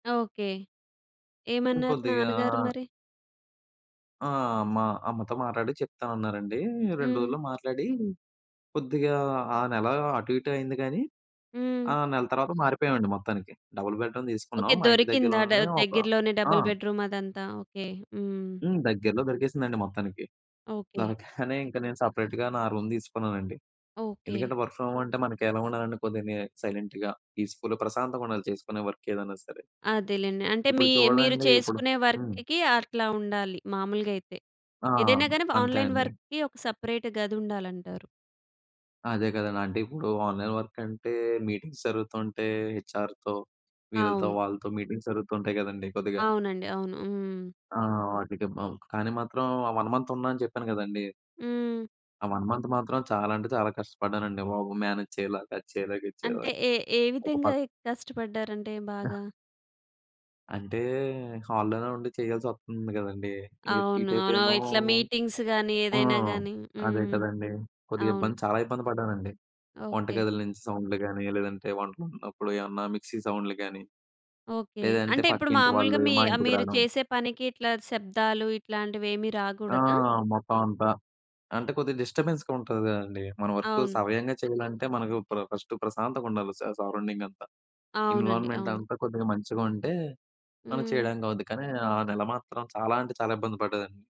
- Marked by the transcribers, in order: in English: "డబుల్ బెడ్‌రూమ్"; in English: "డబుల్ బెడ్‌రూమ్"; in English: "సెపరేట్‌గా"; in English: "రూమ్"; in English: "వర్క్ ఫ్రమ్ హోమ్"; in English: "సైలెంట్‌గా పీస్‌ఫుల్‌గా"; in English: "వర్క్"; in English: "వర్క్‌కి"; in English: "ఆన్‌లైన్ వర్క్‌కి"; in English: "సెపరేట్"; in English: "ఆన్‌లైన్ వర్క్"; in English: "మీటింగ్స్"; in English: "హెచ్ఆర్‌తో"; in English: "వన్ మంత్"; in English: "వన్ మంత్"; in English: "మేనేజ్"; other noise; in English: "హాల్లోనే"; in English: "మీటింగ్స్"; in English: "మిక్సీ"; in English: "డిస్టర్బెన్స్‌గా"; in English: "వర్క్"; in English: "ఫస్ట్"; in English: "ఎన్విరాన్మెంట్"
- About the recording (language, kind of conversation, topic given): Telugu, podcast, ఆన్లైన్‌లో పని చేయడానికి మీ ఇంట్లోని స్థలాన్ని అనుకూలంగా ఎలా మార్చుకుంటారు?